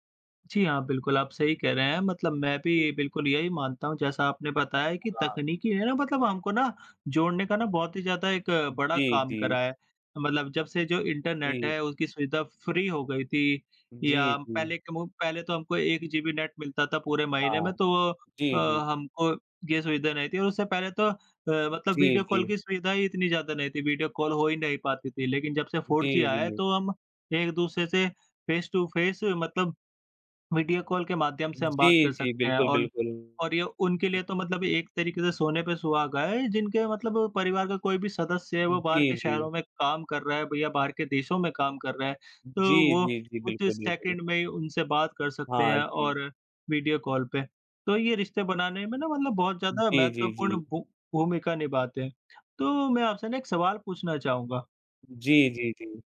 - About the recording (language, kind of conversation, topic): Hindi, unstructured, तकनीक ने परिवार से जुड़े रहने के तरीके को कैसे बदला है?
- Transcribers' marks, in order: in English: "फ्री"; in English: "फेस टू फेस"